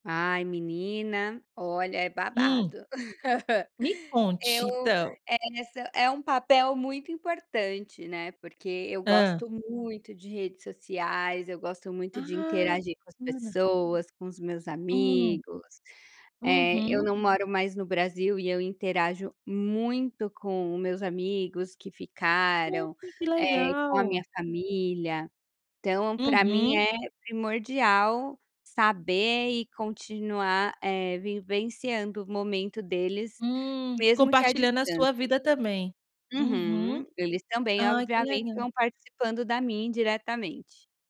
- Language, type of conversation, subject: Portuguese, podcast, Qual papel as redes sociais têm na sua vida?
- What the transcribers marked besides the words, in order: laugh